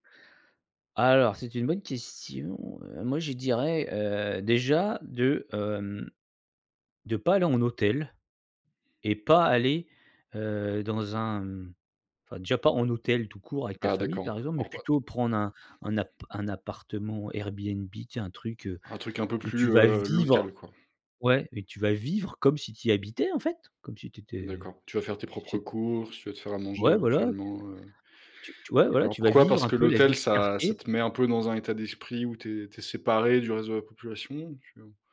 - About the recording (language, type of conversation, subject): French, podcast, Comment profiter d’un lieu comme un habitant plutôt que comme un touriste ?
- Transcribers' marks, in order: unintelligible speech; tapping; stressed: "vivre"